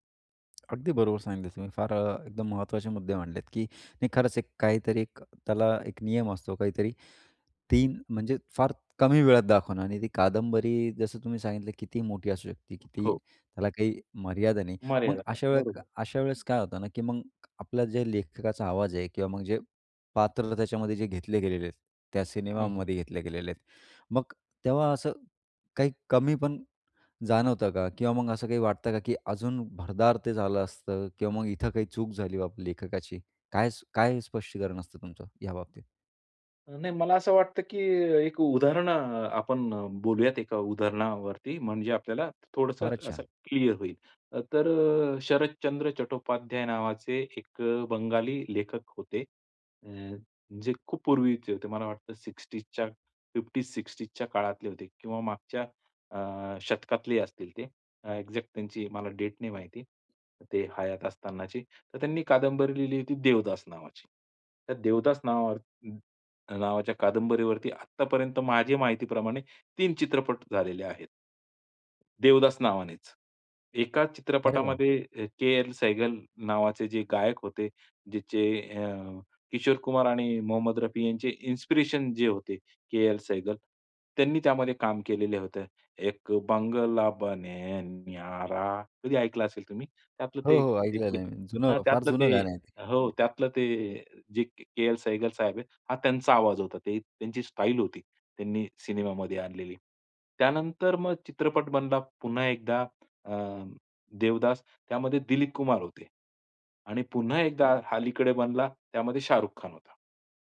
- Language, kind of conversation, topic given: Marathi, podcast, पुस्तकाचे चित्रपट रूपांतर करताना सहसा काय काय गमावले जाते?
- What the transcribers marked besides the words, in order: tapping; other background noise; in English: "एक्झॅक्ट"; singing: "एक बंगला बने न्यारा"